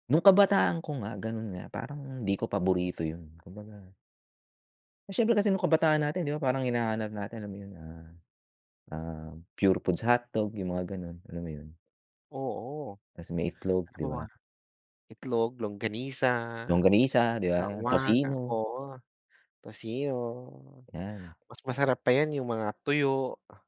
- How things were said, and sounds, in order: unintelligible speech; unintelligible speech
- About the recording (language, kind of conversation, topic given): Filipino, unstructured, Ano ang madalas mong kainin kapag nagugutom ka?